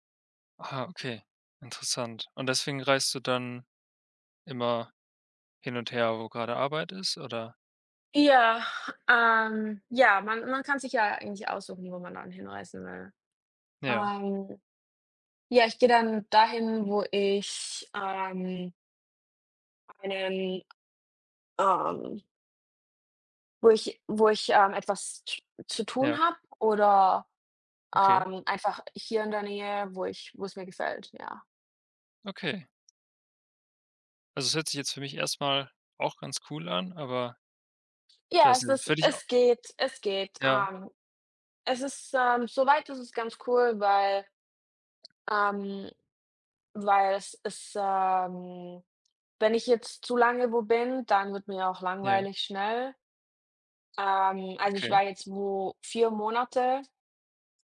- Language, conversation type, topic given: German, unstructured, Was war deine aufregendste Entdeckung auf einer Reise?
- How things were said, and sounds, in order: none